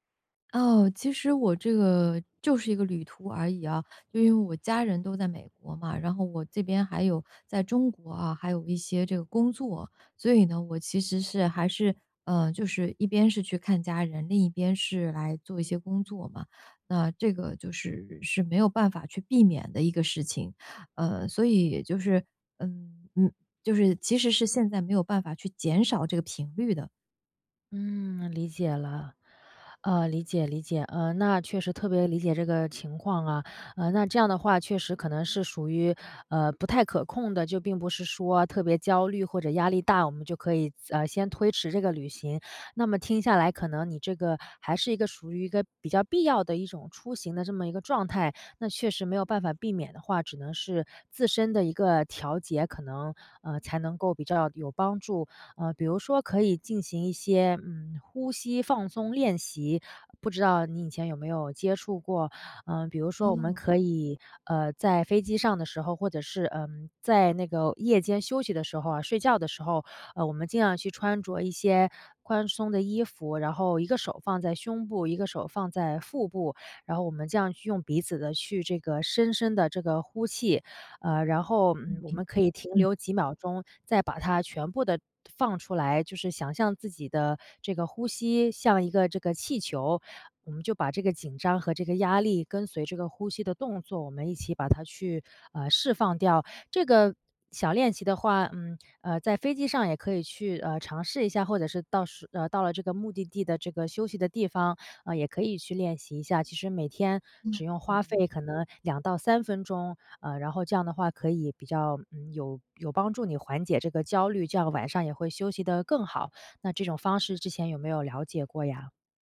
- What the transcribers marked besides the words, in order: none
- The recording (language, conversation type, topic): Chinese, advice, 旅行时我常感到压力和焦虑，怎么放松？